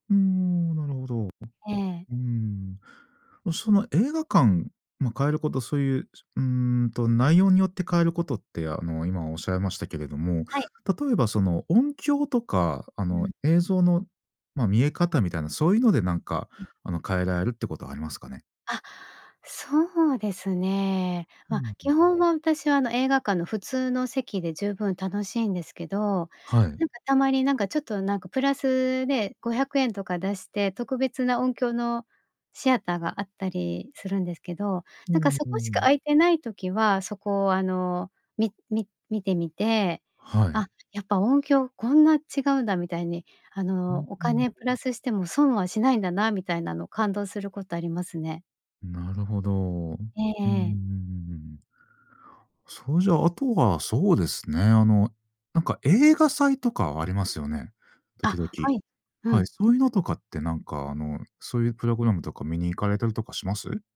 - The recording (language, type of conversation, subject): Japanese, podcast, 映画は映画館で観るのと家で観るのとでは、どちらが好きですか？
- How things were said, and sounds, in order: other background noise